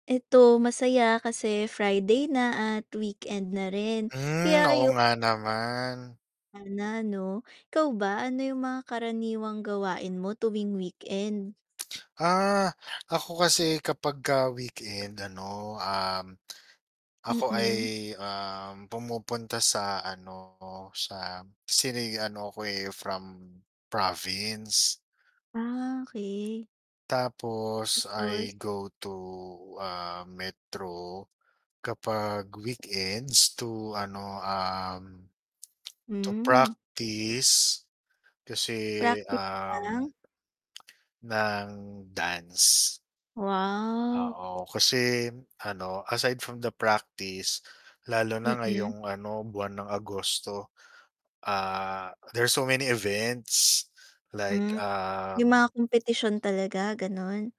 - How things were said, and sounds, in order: distorted speech; drawn out: "Ah"; tapping; static
- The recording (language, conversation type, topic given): Filipino, unstructured, Ano ang mga karaniwang ginagawa mo tuwing weekend?